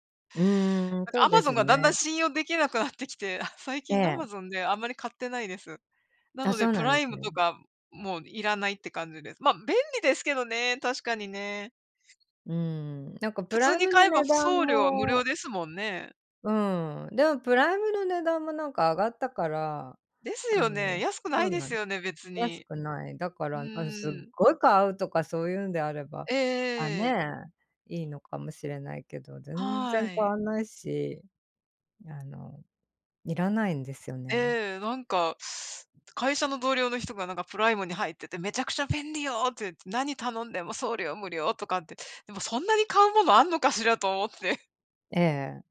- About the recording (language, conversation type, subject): Japanese, unstructured, たまご焼きとオムレツでは、どちらが好きですか？
- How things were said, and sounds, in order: anticipating: "めちゃくちゃ便利よ"